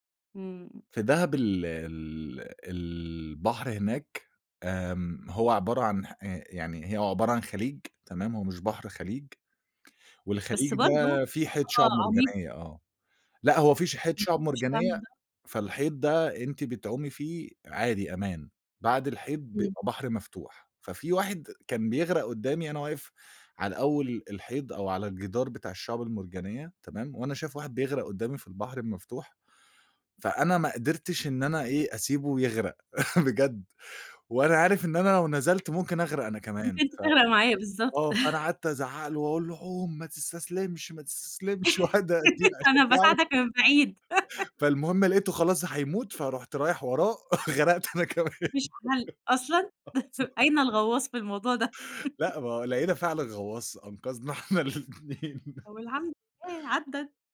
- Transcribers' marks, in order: unintelligible speech; chuckle; chuckle; laugh; laughing while speaking: "أنا باساعدك من بعيد"; laughing while speaking: "وقاعد اديل أشجعه"; laugh; laughing while speaking: "غرقت أنا كمان أصلًا"; laugh; chuckle; laughing while speaking: "أين الغواص في الموضوع ده؟"; laugh; laughing while speaking: "أنقذنا إحنا الاتنين"
- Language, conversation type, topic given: Arabic, podcast, إيه رأيك في العلاقة بين الصحة النفسية والطبيعة؟